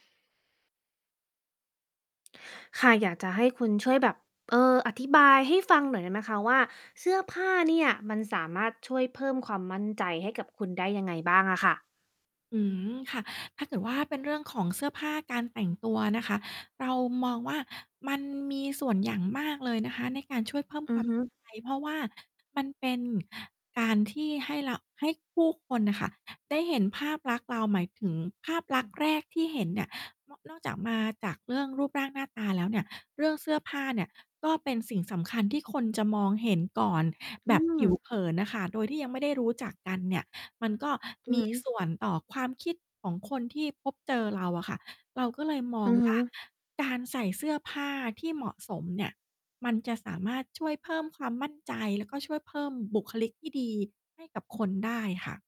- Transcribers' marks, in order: distorted speech; static; mechanical hum
- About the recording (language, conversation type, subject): Thai, podcast, เสื้อผ้าช่วยเพิ่มความมั่นใจให้คุณได้อย่างไรบ้าง?